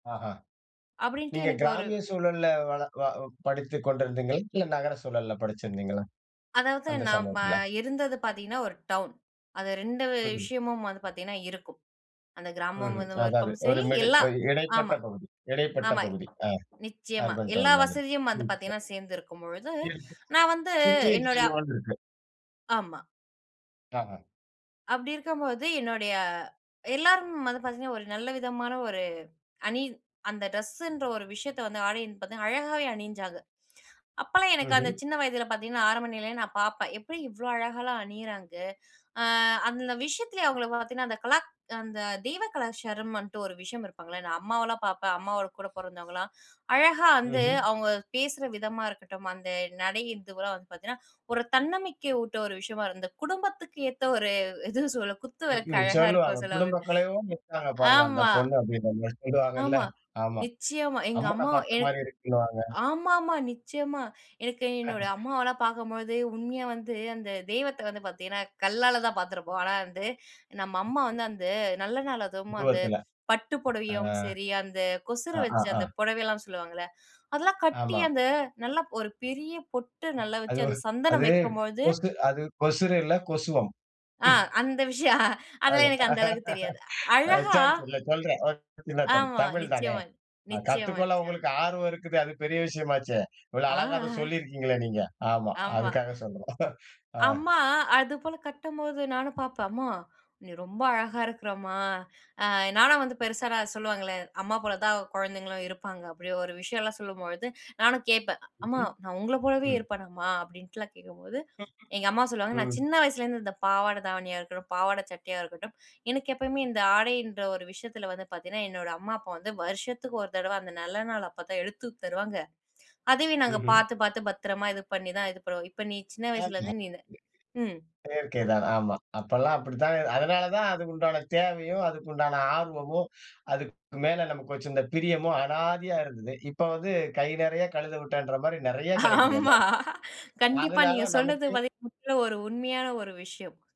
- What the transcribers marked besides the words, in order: other noise; in English: "மிடில்"; tapping; in English: "அர்பன் டவுன்"; unintelligible speech; "அப்போலாம்" said as "அப்பாலாம்"; laughing while speaking: "ஒரு எதுவோ சொல்ல? குத்து விளக்கு அழகா இருக்குன்னு சொல்லுவாங்க. ஆமா"; chuckle; chuckle; laughing while speaking: "அது. அ சரி சொல்ல்ல. சரி … அதுக்காக சொல்றோம். அ"; unintelligible speech; chuckle; unintelligible speech; laughing while speaking: "ஆமா"
- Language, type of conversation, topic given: Tamil, podcast, ஒரு ஆடை உங்கள் தன்னம்பிக்கையை எப்படி உயர்த்தும்?